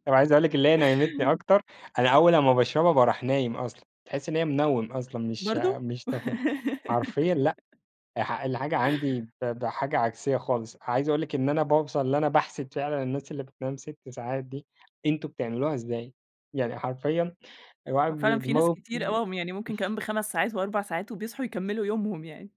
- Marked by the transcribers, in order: laugh; tapping; chuckle
- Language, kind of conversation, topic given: Arabic, podcast, لو ادّوك ساعة زيادة كل يوم، هتستغلّها إزاي؟